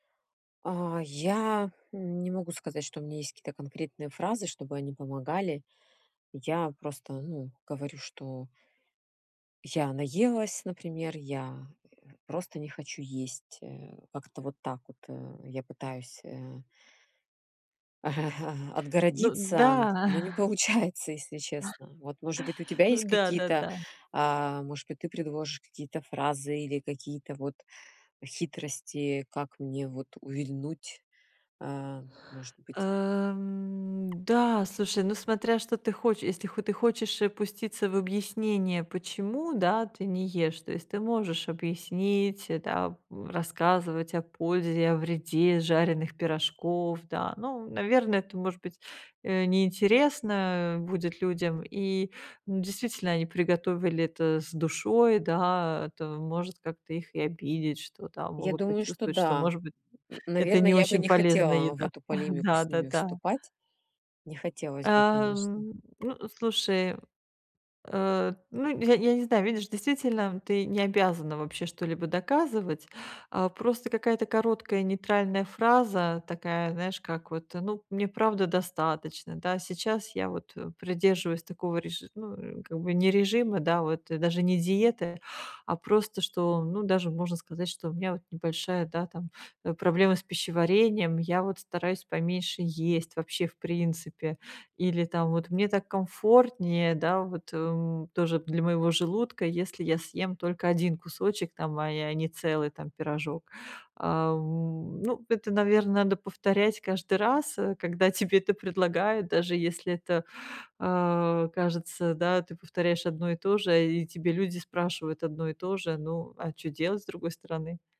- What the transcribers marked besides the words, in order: other background noise; chuckle; tapping; drawn out: "да"; laughing while speaking: "получается"; drawn out: "Эм"; chuckle
- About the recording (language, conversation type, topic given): Russian, advice, Как справляться с социальным давлением за столом и не нарушать диету?